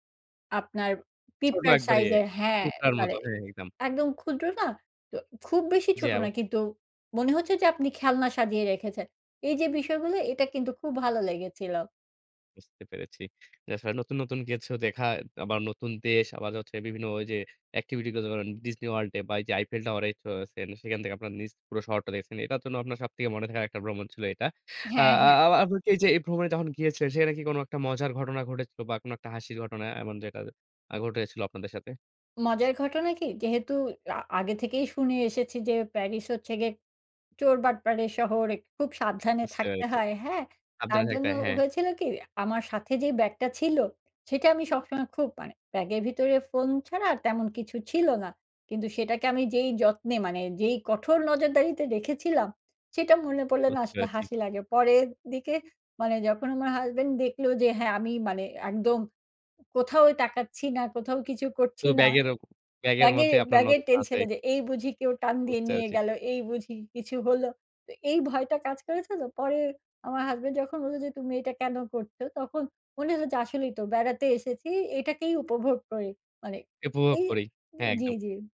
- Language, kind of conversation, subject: Bengali, podcast, আপনার জীবনের সবচেয়ে স্মরণীয় ভ্রমণ কোনটি ছিল?
- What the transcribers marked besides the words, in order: other background noise